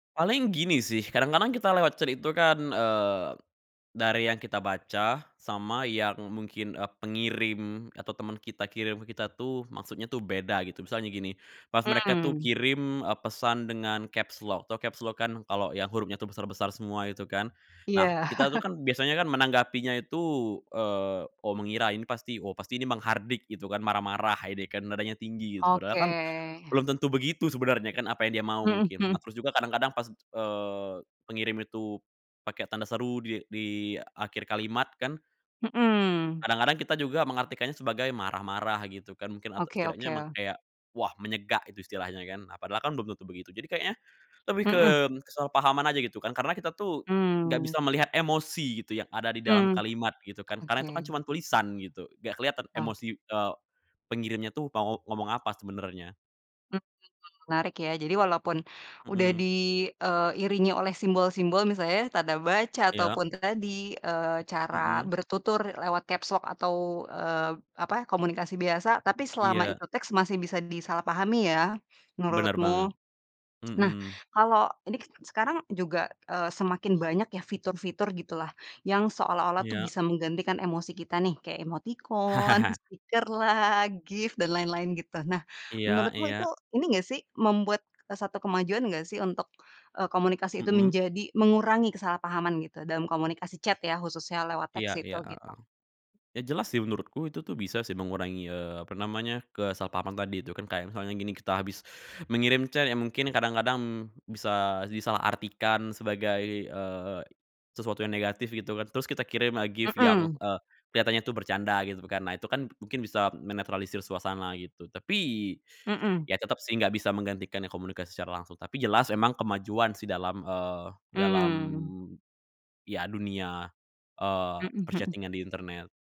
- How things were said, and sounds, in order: in English: "caps lock"; in English: "caps lock"; chuckle; other background noise; tapping; in English: "caps lock"; chuckle; in English: "per-chatting-an"
- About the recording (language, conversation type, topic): Indonesian, podcast, Apa yang hilang jika semua komunikasi hanya dilakukan melalui layar?